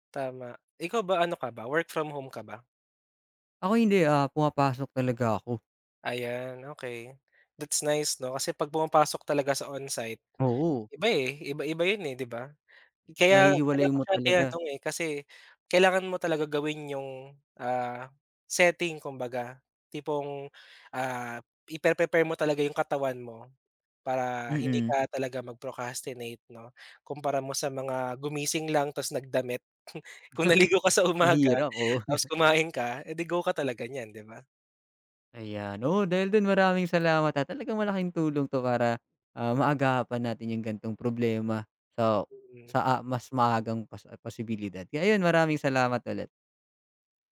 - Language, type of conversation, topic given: Filipino, advice, Bakit lagi mong ipinagpapaliban ang mga gawain sa trabaho o mga takdang-aralin, at ano ang kadalasang pumipigil sa iyo na simulan ang mga ito?
- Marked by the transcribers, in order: other background noise; chuckle; laughing while speaking: "Kung naligo ka sa umaga"; chuckle